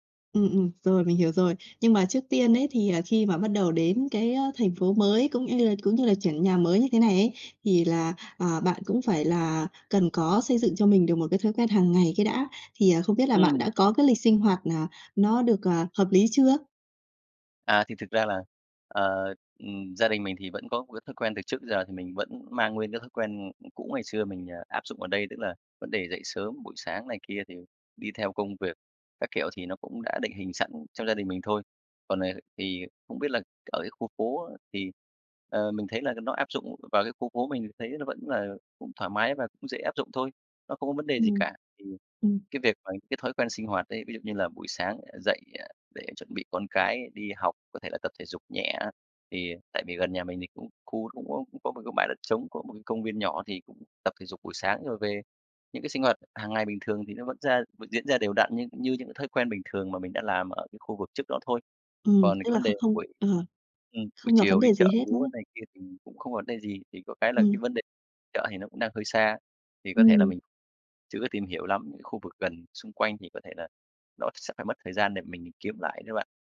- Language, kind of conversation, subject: Vietnamese, advice, Làm sao để thích nghi khi chuyển đến một thành phố khác mà chưa quen ai và chưa quen môi trường xung quanh?
- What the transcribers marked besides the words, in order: other background noise; tapping; unintelligible speech